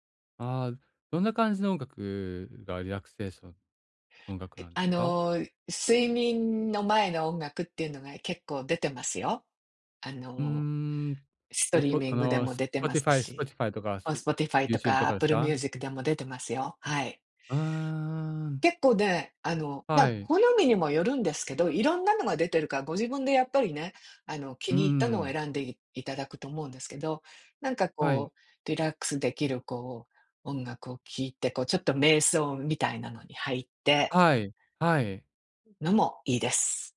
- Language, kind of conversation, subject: Japanese, advice, 就寝前に落ち着いて眠れる習慣をどのように作ればよいですか？
- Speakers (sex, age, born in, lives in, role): female, 60-64, Japan, United States, advisor; male, 45-49, Japan, Japan, user
- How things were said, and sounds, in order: none